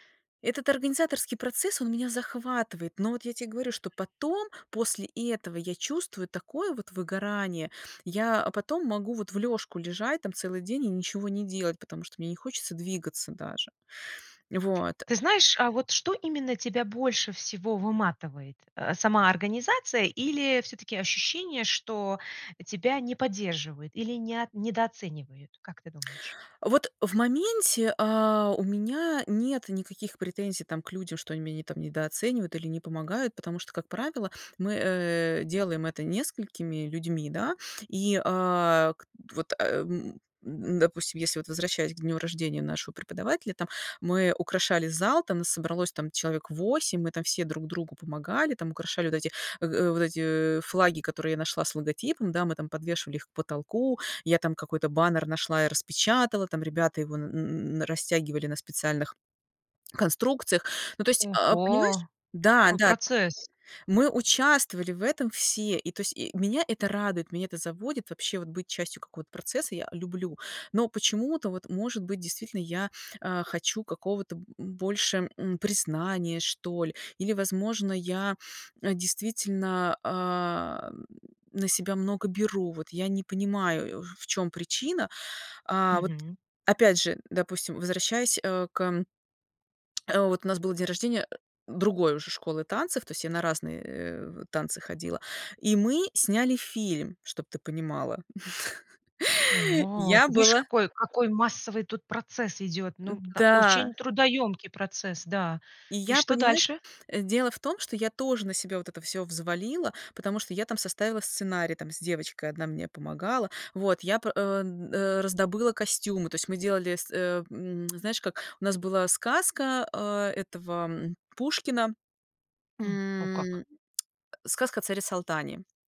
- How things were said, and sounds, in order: unintelligible speech; swallow; grunt; lip smack; surprised: "А"; laugh; lip smack; lip smack
- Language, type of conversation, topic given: Russian, advice, Как справиться с перегрузкой и выгоранием во время отдыха и праздников?